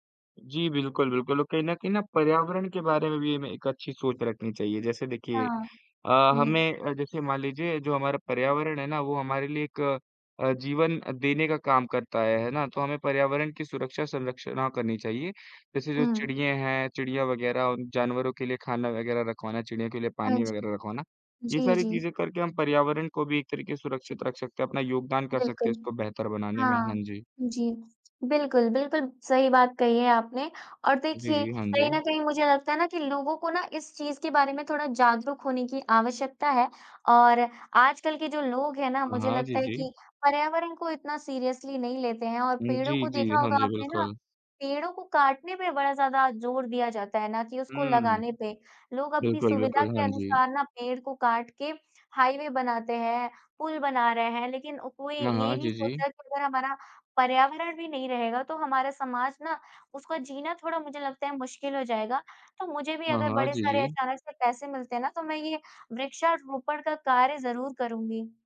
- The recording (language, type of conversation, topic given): Hindi, unstructured, अगर आपको अचानक बहुत सारे पैसे मिल जाएँ, तो आप सबसे पहले क्या करेंगे?
- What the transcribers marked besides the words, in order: in English: "सीरियसली"; in English: "हाईवे"